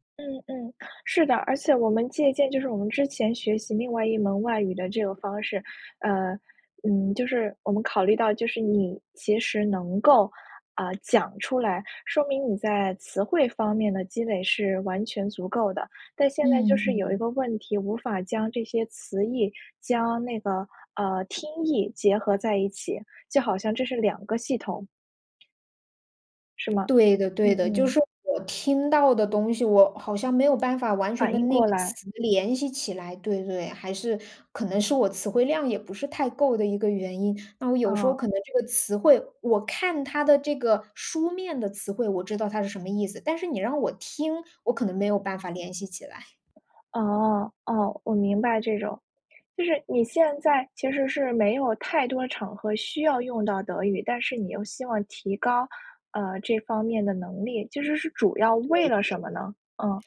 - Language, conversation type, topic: Chinese, advice, 语言障碍让我不敢开口交流
- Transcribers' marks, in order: other background noise; tapping